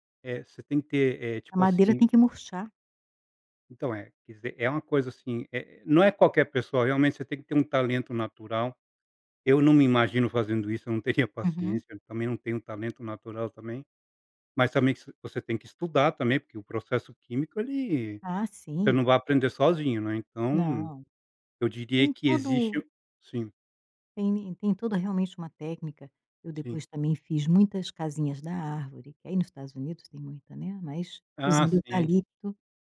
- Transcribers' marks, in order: tapping
- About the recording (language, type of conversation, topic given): Portuguese, podcast, Você pode me contar uma história que define o seu modo de criar?